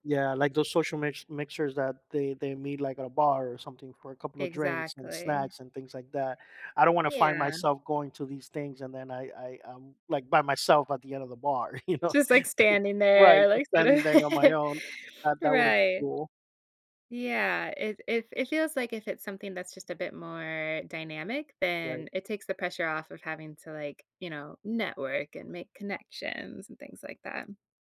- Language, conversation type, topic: English, advice, How do I make and maintain close friendships as an adult?
- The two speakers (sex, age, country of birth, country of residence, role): female, 35-39, United States, United States, advisor; male, 45-49, United States, United States, user
- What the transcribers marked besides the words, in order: laughing while speaking: "you know?"; chuckle; tapping